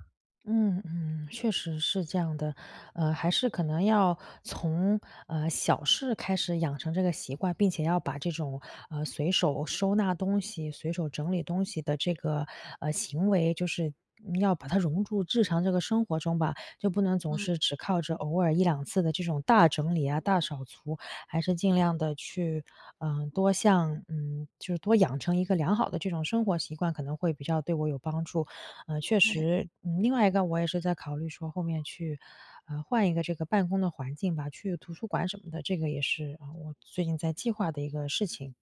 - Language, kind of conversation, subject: Chinese, advice, 我该如何减少空间里的杂乱来提高专注力？
- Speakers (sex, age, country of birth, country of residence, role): female, 25-29, China, United States, advisor; female, 35-39, China, United States, user
- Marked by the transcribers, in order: none